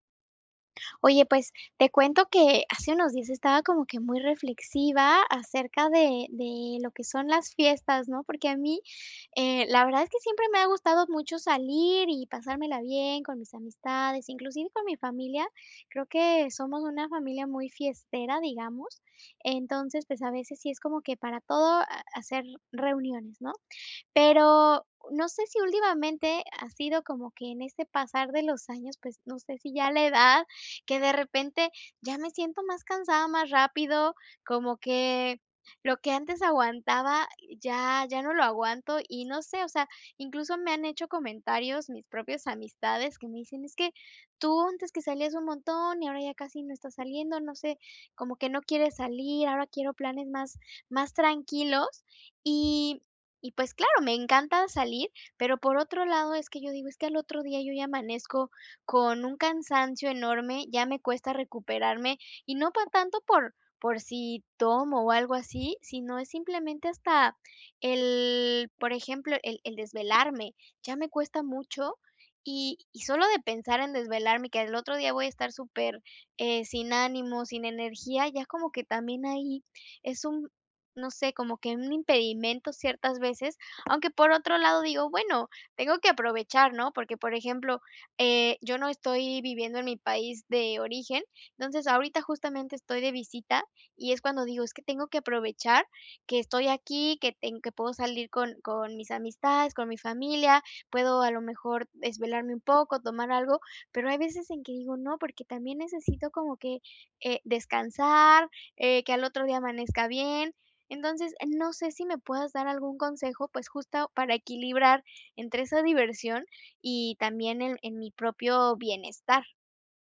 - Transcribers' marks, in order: other background noise; tapping
- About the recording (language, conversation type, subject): Spanish, advice, ¿Cómo puedo equilibrar la diversión con mi bienestar personal?